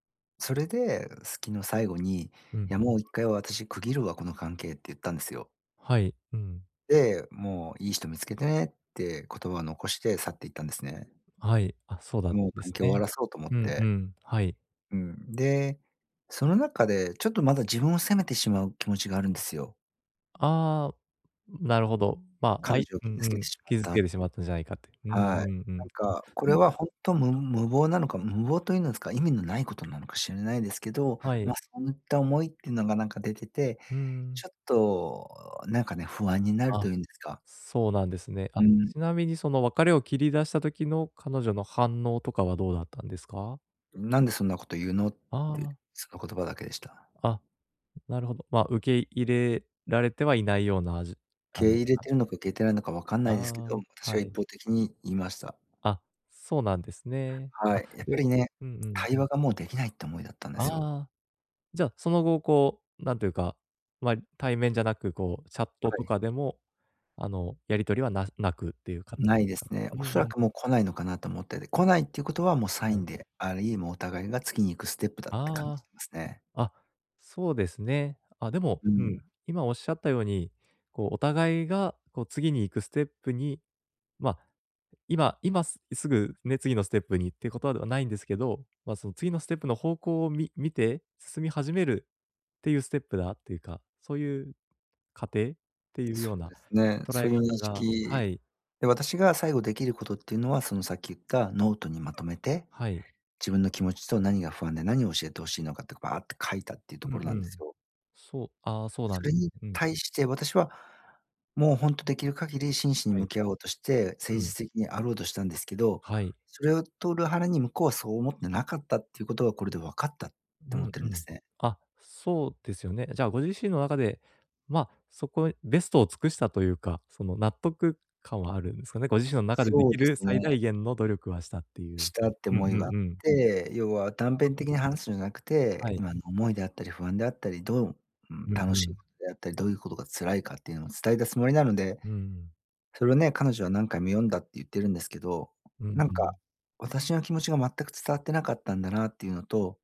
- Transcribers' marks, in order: none
- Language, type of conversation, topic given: Japanese, advice, どうすれば自分を責めずに心を楽にできますか？